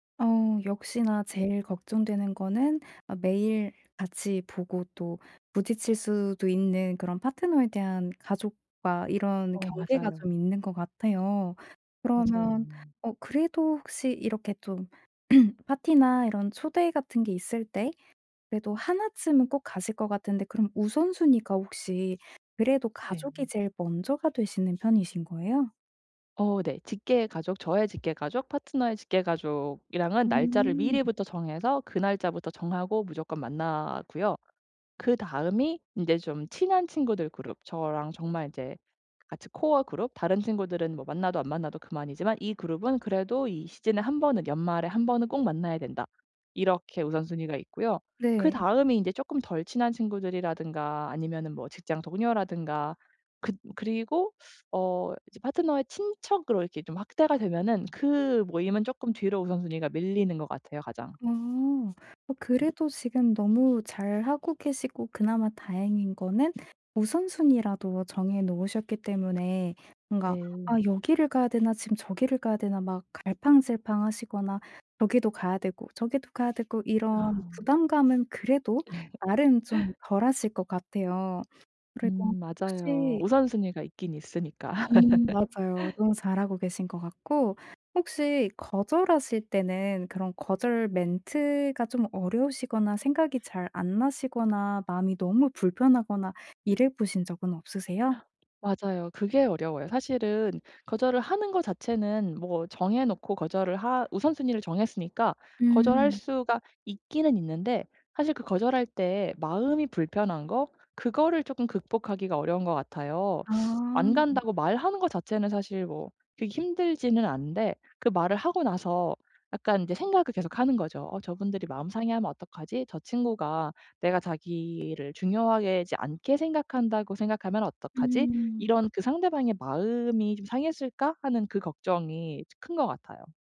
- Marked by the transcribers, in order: other background noise; throat clearing; unintelligible speech; laughing while speaking: "예"; laugh; laugh; gasp
- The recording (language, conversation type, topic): Korean, advice, 친구의 초대가 부담스러울 때 모임에 참석할지 말지 어떻게 결정해야 하나요?